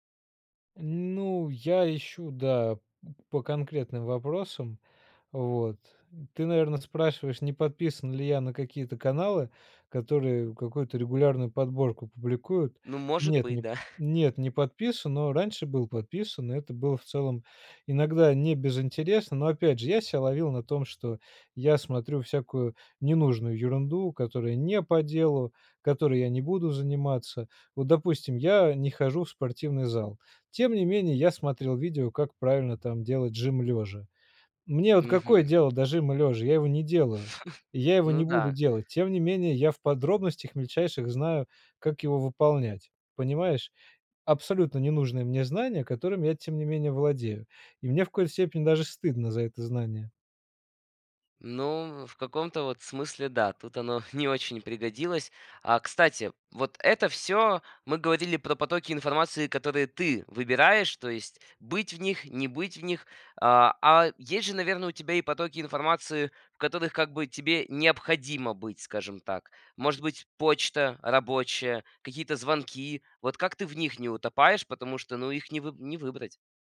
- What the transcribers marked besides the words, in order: chuckle; chuckle
- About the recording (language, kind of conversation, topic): Russian, podcast, Какие приёмы помогают не тонуть в потоке информации?